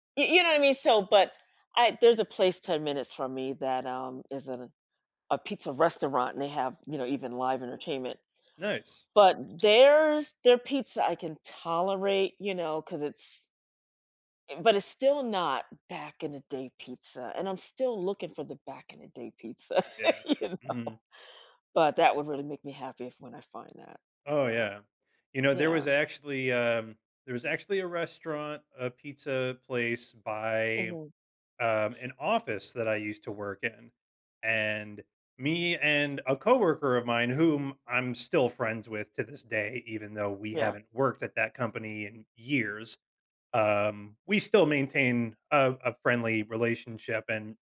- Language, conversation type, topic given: English, unstructured, How can I choose meals that make me feel happiest?
- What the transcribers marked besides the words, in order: laugh; laughing while speaking: "you know"; tapping